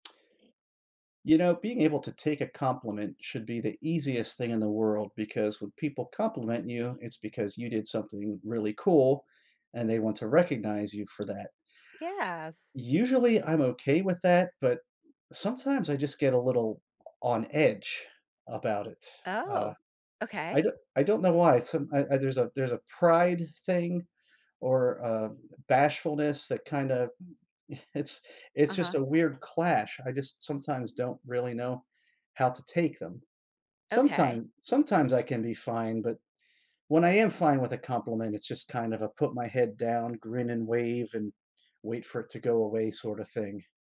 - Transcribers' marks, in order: tapping; other background noise; chuckle
- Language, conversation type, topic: English, advice, How can I accept a compliment?
- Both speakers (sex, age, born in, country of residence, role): female, 50-54, United States, United States, advisor; male, 55-59, United States, United States, user